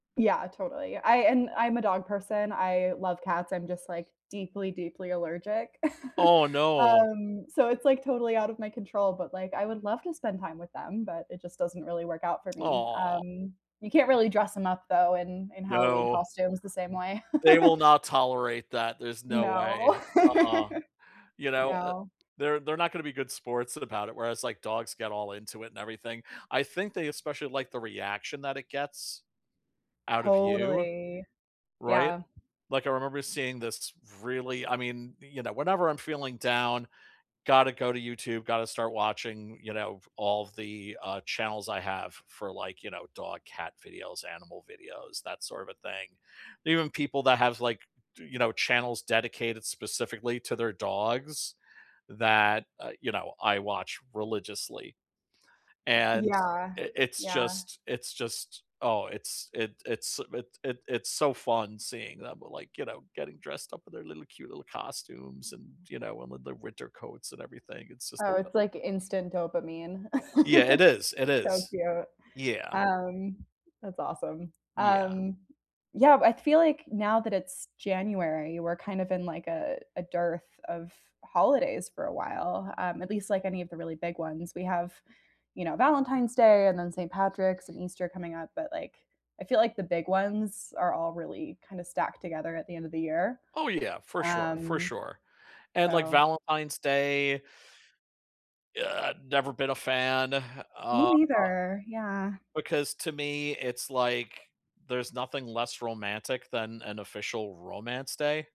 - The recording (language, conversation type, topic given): English, unstructured, What festival or holiday do you look forward to every year?
- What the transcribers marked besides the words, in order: laugh; other background noise; laugh; tapping; laugh; laugh